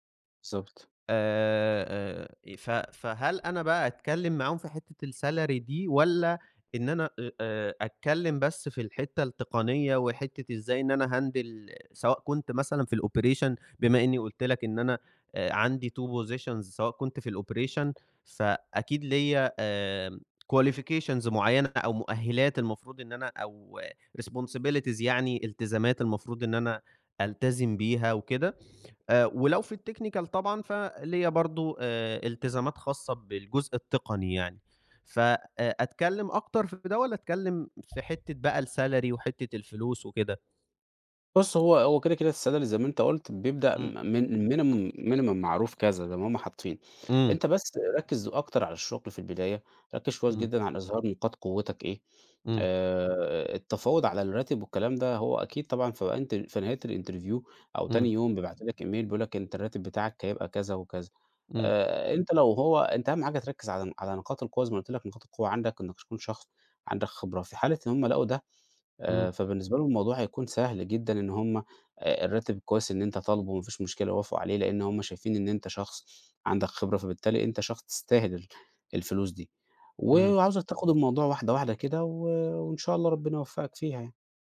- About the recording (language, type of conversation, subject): Arabic, advice, ازاي أتفاوض على عرض شغل جديد؟
- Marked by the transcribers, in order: in English: "الsalary"; in English: "أهندل"; in English: "الoperation"; in English: "two positions"; in English: "الoperation"; in English: "qualifications"; in English: "responsibilities"; in English: "الtechnical"; other background noise; in English: "الsalary"; in English: "الsalary"; in English: "minimum minimum"; "ال" said as "وآنتل"; in English: "الinterview"; in English: "email"